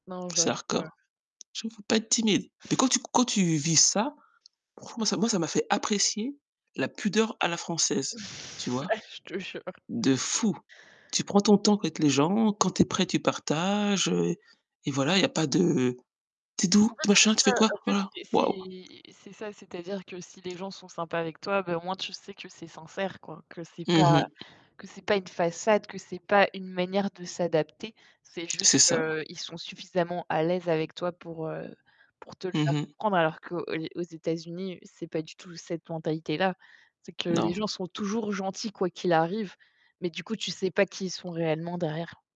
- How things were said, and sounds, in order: in English: "Hardcore"; other background noise; laughing while speaking: "Ah je te jure"; stressed: "fou"; distorted speech
- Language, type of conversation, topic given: French, unstructured, Comment parlez-vous de vos émotions avec les autres ?